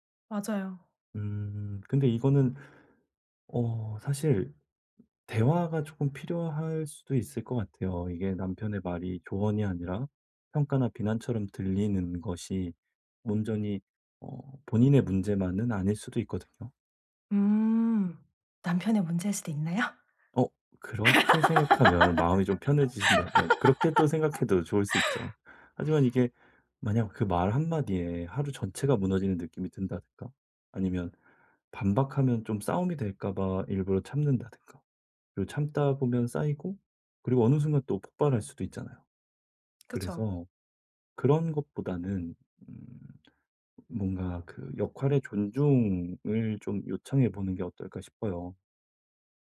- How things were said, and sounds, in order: laugh
- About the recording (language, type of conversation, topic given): Korean, advice, 피드백을 들을 때 제 가치와 의견을 어떻게 구분할 수 있을까요?